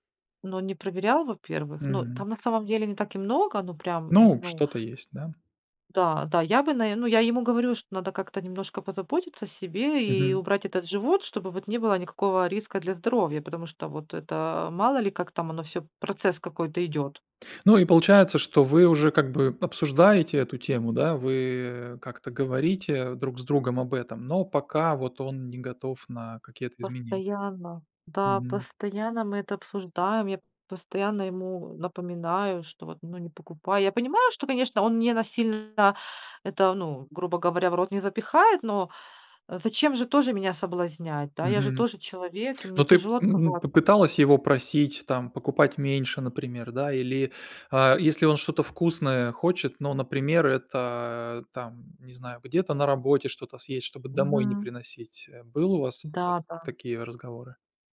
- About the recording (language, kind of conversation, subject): Russian, advice, Как решить конфликт с партнёром из-за разных пищевых привычек?
- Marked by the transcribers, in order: other background noise